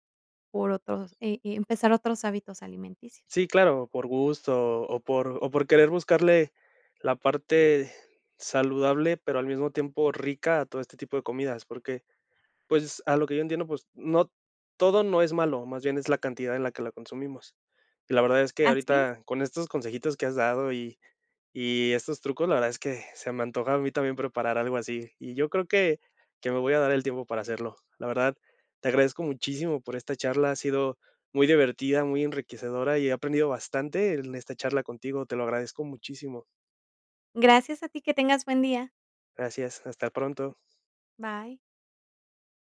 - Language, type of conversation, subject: Spanish, podcast, ¿Cómo improvisas cuando te faltan ingredientes?
- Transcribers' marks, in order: none